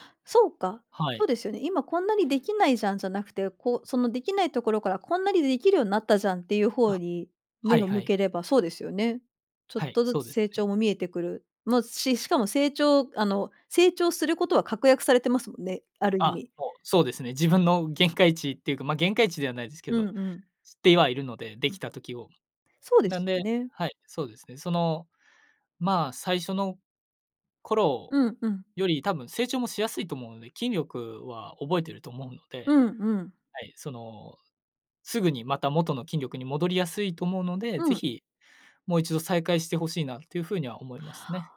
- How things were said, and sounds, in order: none
- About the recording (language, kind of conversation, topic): Japanese, advice, 長いブランクのあとで運動を再開するのが怖かったり不安だったりするのはなぜですか？